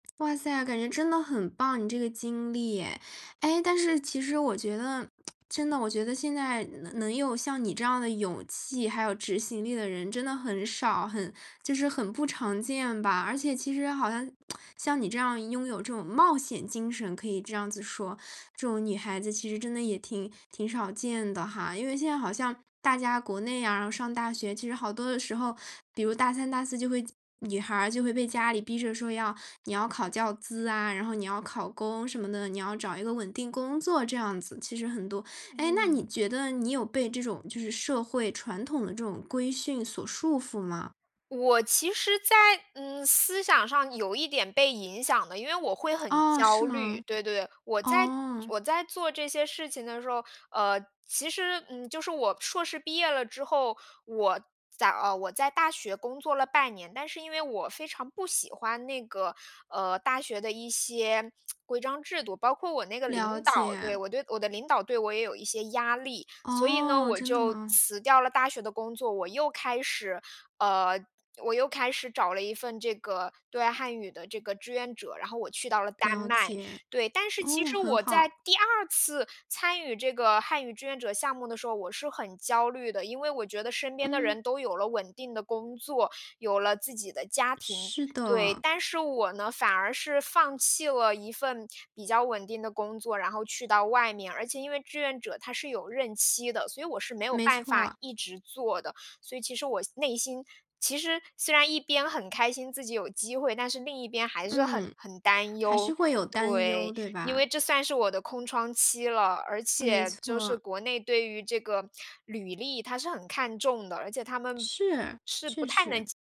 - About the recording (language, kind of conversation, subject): Chinese, podcast, 你是在什么时候决定追随自己的兴趣的？
- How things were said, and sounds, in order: lip smack; lip smack; tsk; other background noise